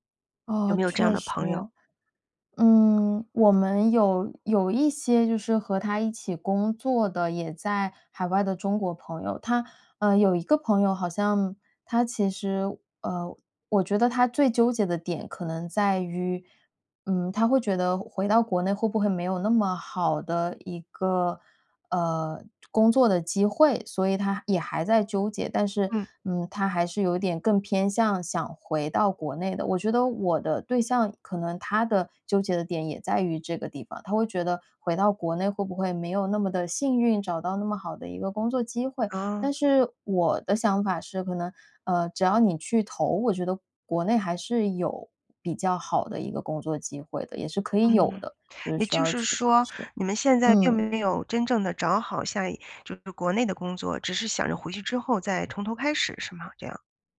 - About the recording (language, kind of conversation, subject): Chinese, advice, 我该回老家还是留在新城市生活？
- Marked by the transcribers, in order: "从头" said as "重头"